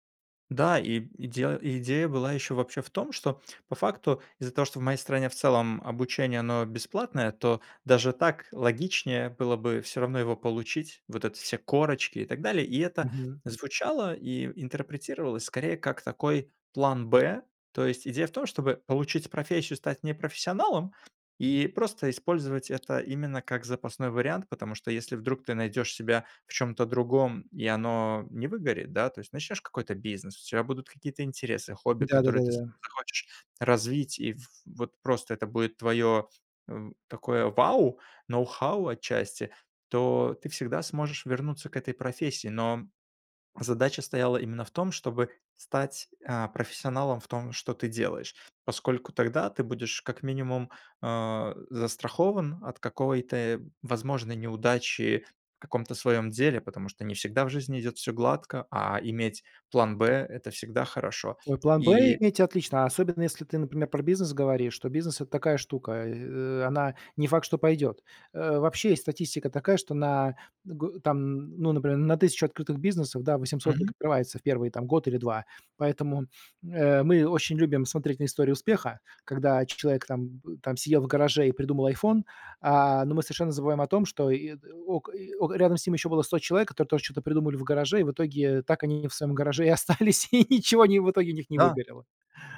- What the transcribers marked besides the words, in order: swallow; groan; tapping; drawn out: "э"; chuckle; laughing while speaking: "и ничего они в итоге"
- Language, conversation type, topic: Russian, podcast, Как в вашей семье относились к учёбе и образованию?